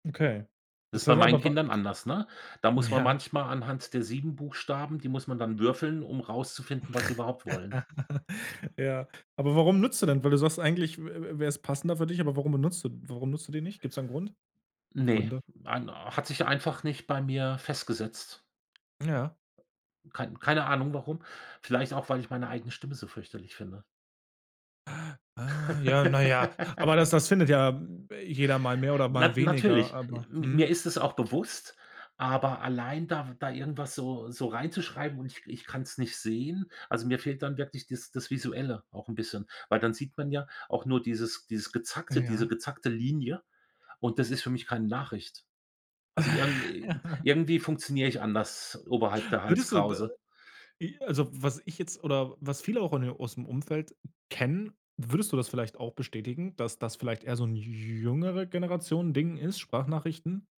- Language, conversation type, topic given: German, podcast, Wann rufst du lieber an, statt zu schreiben?
- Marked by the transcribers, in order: laughing while speaking: "Ja"; snort; laugh; other background noise; gasp; laugh; laugh